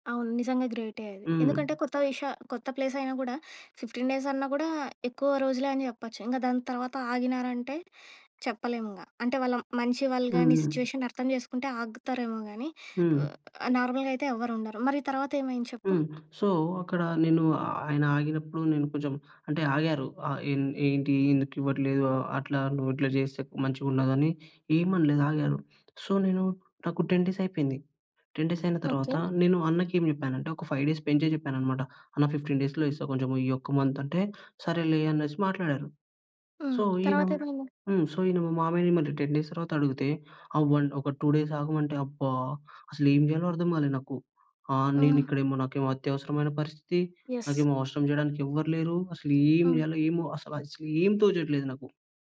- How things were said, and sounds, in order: in English: "ప్లేస్"; in English: "ఫిఫ్టీన్ డేస్"; in English: "సిట్యుయేషన్"; in English: "నార్మల్‌గా"; in English: "సో"; in English: "సో"; in English: "టెన్ డేస్"; in English: "టెన్ డేస్"; in English: "ఫైవ్ డేస్"; in English: "ఫిఫ్టీన్ డేస్‌లో"; in English: "మంత్"; in English: "సో"; in English: "సో"; in English: "టెన్ డేస్"; in English: "వన్"; in English: "టూ డేస్"; in English: "యస్"
- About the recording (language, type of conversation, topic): Telugu, podcast, అవసరం ఉన్నప్పుడు సహాయం అడగడం మీకు ఎలా ఉంటుంది?